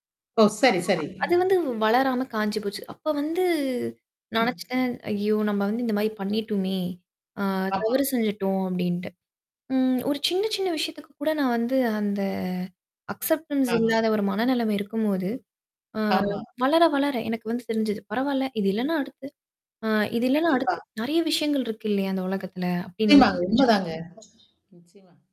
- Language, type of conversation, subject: Tamil, podcast, ஏதாவது புதிது கற்றுக் கொள்ளும்போது தவறுகளை நீங்கள் எப்படி கையாள்கிறீர்கள்?
- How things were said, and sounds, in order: static; background speech; distorted speech; mechanical hum; drawn out: "வந்து"; other background noise; in English: "அக்சப்டன்ஸ்"; unintelligible speech; tapping